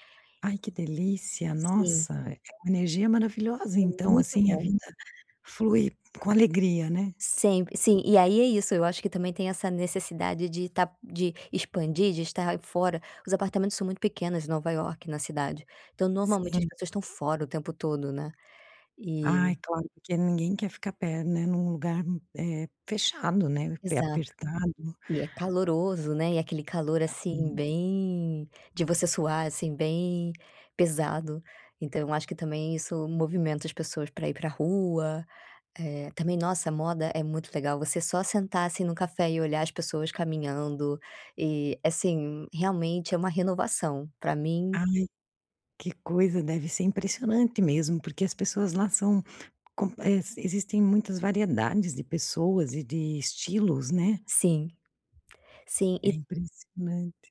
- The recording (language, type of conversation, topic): Portuguese, podcast, Qual lugar você sempre volta a visitar e por quê?
- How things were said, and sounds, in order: none